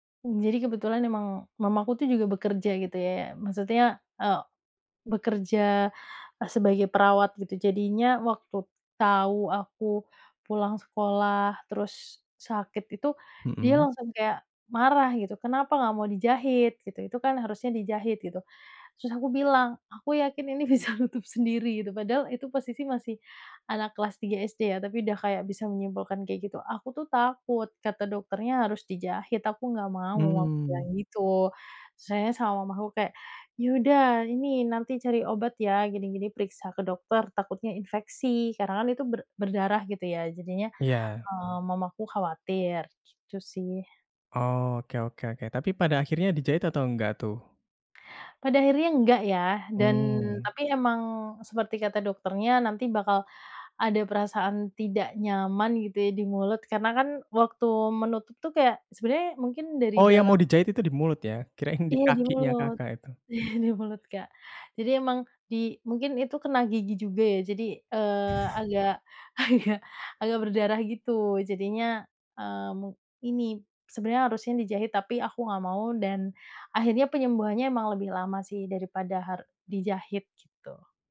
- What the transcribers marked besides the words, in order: other background noise; tapping; laughing while speaking: "bisa nutup sendiri"; laugh; laugh; laughing while speaking: "agak"
- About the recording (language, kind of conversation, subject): Indonesian, podcast, Pernahkah Anda mengalami kecelakaan ringan saat berkendara, dan bagaimana ceritanya?